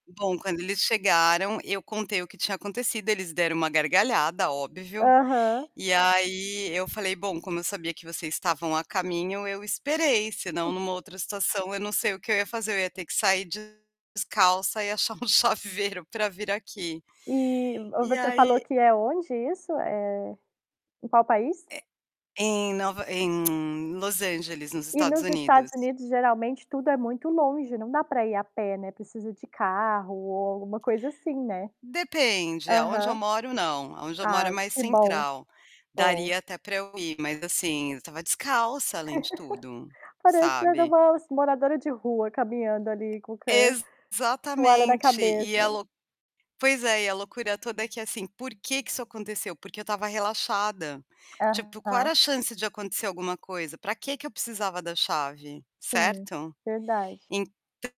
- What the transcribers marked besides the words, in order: tapping; other background noise; chuckle; distorted speech; laughing while speaking: "um chaveiro"; tongue click; laugh; static
- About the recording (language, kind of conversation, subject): Portuguese, podcast, Como o erro ajuda a gente a reaprender melhor?